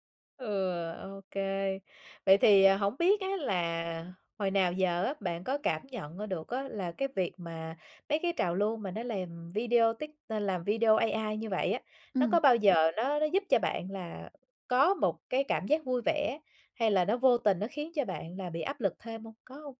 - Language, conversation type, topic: Vietnamese, podcast, Bạn nghĩ sao về các trào lưu trên mạng xã hội gần đây?
- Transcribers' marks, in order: none